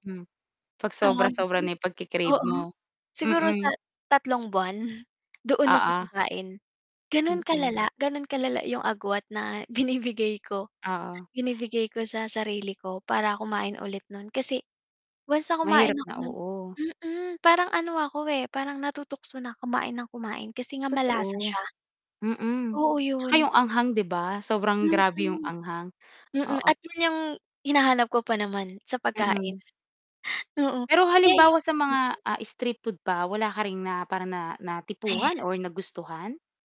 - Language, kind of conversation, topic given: Filipino, podcast, Ano ang paborito mong pampaginhawang pagkain, at bakit?
- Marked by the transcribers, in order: distorted speech; laughing while speaking: "buwan"; laughing while speaking: "binibigay"; tapping; wind